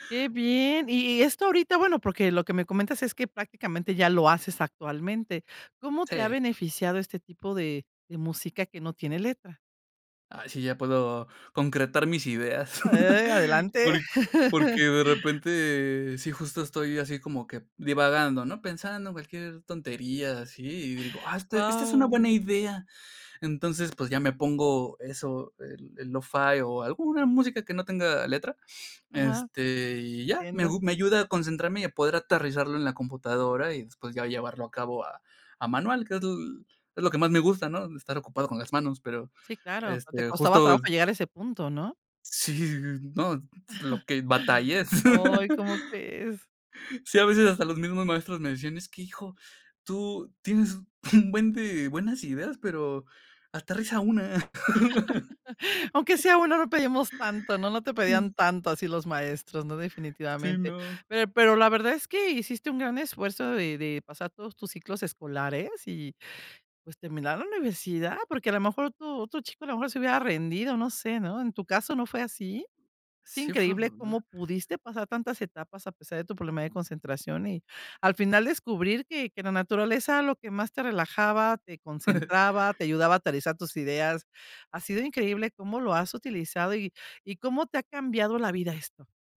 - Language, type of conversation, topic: Spanish, podcast, ¿Qué sonidos de la naturaleza te ayudan más a concentrarte?
- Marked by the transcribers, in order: chuckle; chuckle; other background noise; chuckle; laughing while speaking: "un buen"; chuckle; other noise; unintelligible speech; chuckle